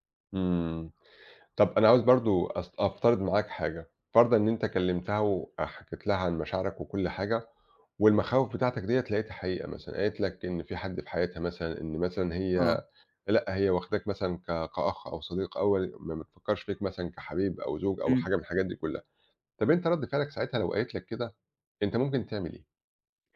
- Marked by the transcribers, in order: none
- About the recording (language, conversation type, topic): Arabic, advice, إزاي أقدر أتغلب على ترددي إني أشارك مشاعري بجد مع شريكي العاطفي؟